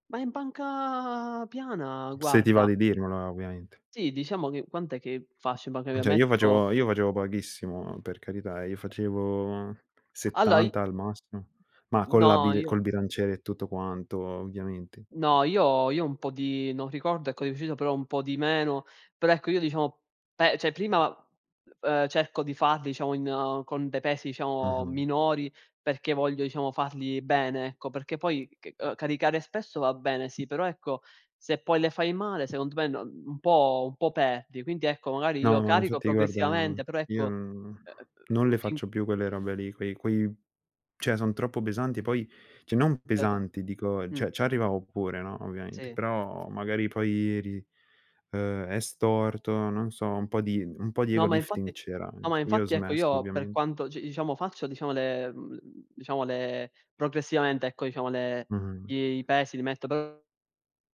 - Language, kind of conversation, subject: Italian, unstructured, Come hai scoperto il tuo passatempo preferito?
- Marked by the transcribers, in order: drawn out: "panca"; other background noise; "cioè" said as "ceh"; tapping; "Allora" said as "alloa"; "cioè" said as "ceh"; "cioè" said as "ceh"; "cioè" said as "ceh"; "cioè" said as "ceh"; in English: "ego lifting"